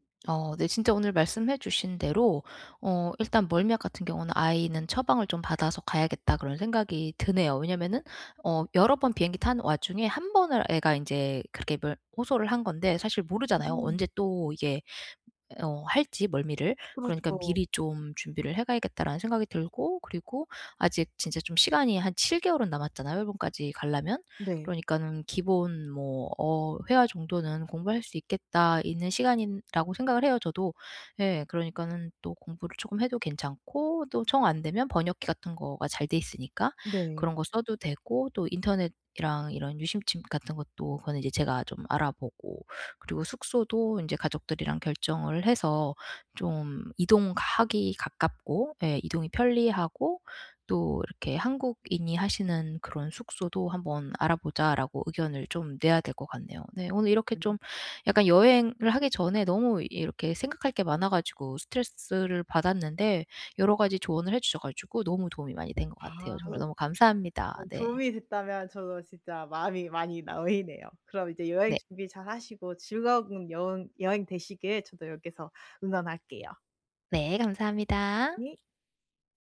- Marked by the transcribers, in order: "가려면" said as "갈라면"; "시간이라고" said as "시간인라고"; other background noise
- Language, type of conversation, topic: Korean, advice, 여행 전에 불안과 스트레스를 어떻게 관리하면 좋을까요?